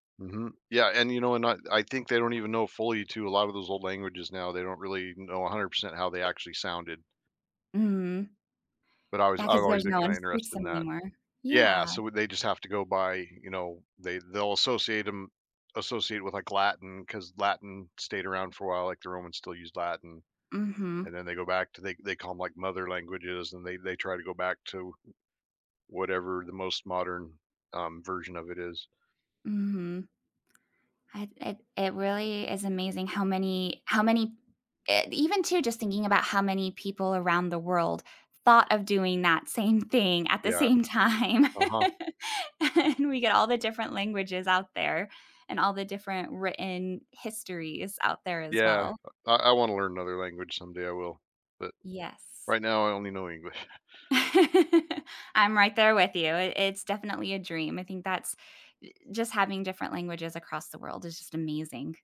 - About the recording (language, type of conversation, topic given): English, unstructured, What event changed history the most?
- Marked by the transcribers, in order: other background noise; laughing while speaking: "at the same time. And"; chuckle; laugh